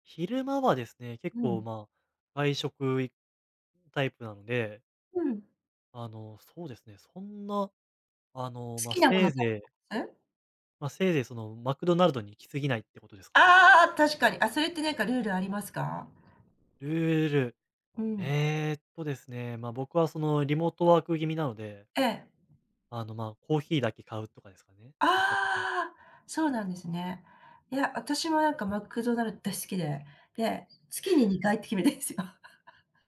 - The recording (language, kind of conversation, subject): Japanese, podcast, 目先の快楽に負けそうなとき、我慢するコツはありますか？
- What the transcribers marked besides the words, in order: unintelligible speech; laughing while speaking: "決めてんすよ"; laugh